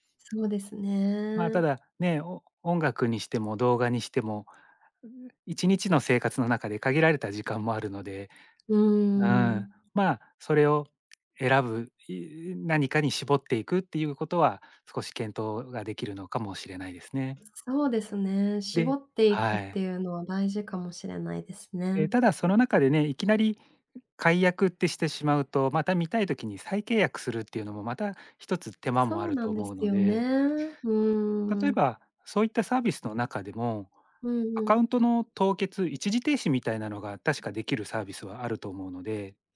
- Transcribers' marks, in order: other background noise; tapping
- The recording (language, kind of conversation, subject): Japanese, advice, サブスクや固定費が増えすぎて解約できないのですが、どうすれば減らせますか？